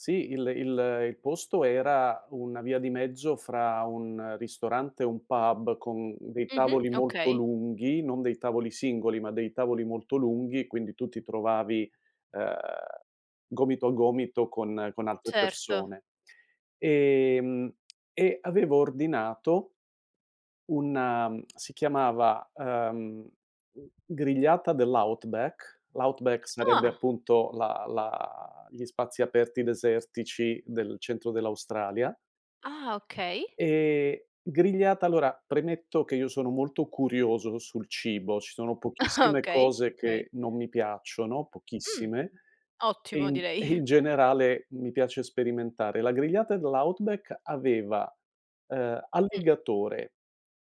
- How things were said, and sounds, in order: tapping; unintelligible speech; other background noise; surprised: "Ah!"; laughing while speaking: "Ah!"; "okay" said as "chei"; laughing while speaking: "e"; chuckle
- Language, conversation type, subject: Italian, podcast, Qual è un tuo ricordo legato a un pasto speciale?